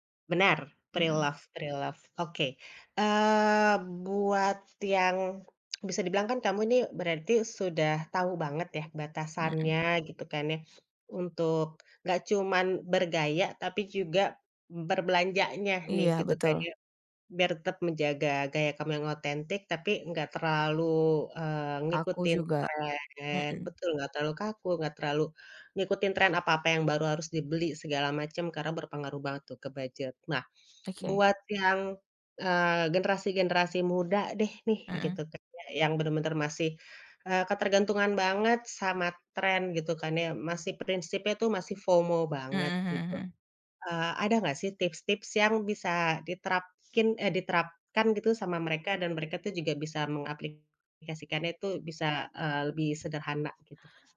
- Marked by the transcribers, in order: in English: "preloved preloved"; "tetap" said as "tep"; in English: "FOMO"; tapping; other background noise
- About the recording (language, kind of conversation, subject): Indonesian, podcast, Bagaimana kamu menjaga keaslian diri saat banyak tren berseliweran?